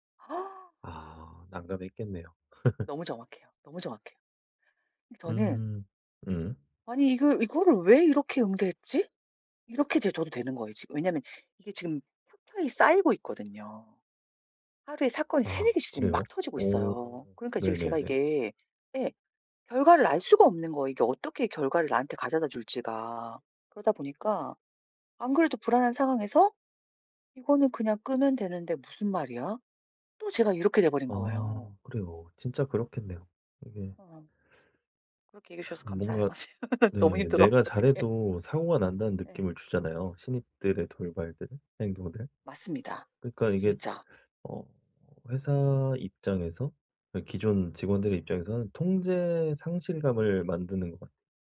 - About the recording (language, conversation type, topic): Korean, advice, 통제할 수 없는 사건들 때문에 생기는 불안은 어떻게 다뤄야 할까요?
- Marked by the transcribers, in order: gasp; laugh; laughing while speaking: "어 지금 너무 힘들어. 어떡해"